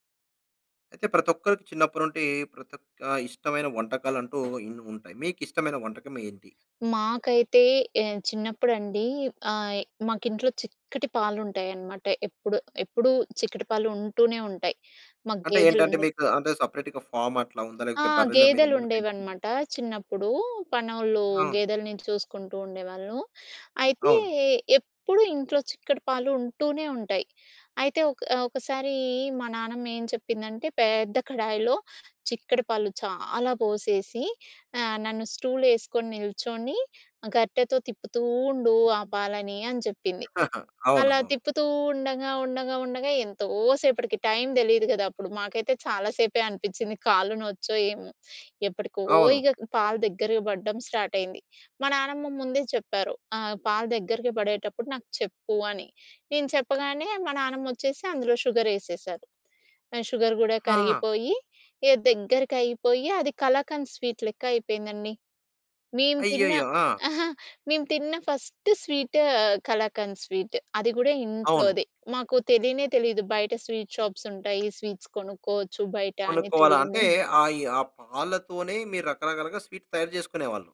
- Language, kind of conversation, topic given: Telugu, podcast, చిన్నప్పుడు మీకు అత్యంత ఇష్టమైన వంటకం ఏది?
- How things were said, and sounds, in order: door; in English: "సెపరేట్‌గా ఫార్మ్"; chuckle; tapping; in English: "షుగర్"; giggle; in English: "ఫస్ట్"